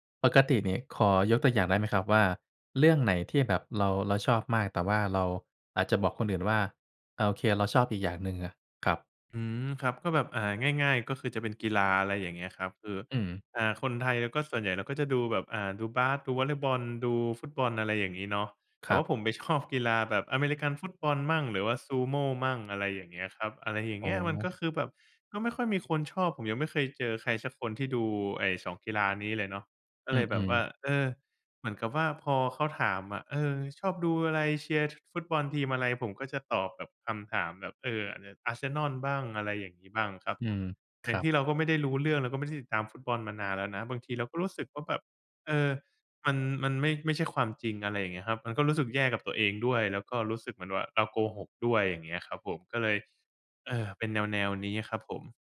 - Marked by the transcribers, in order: laughing while speaking: "ชอบ"
- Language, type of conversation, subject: Thai, advice, คุณเคยซ่อนความชอบที่ไม่เหมือนคนอื่นเพื่อให้คนรอบตัวคุณยอมรับอย่างไร?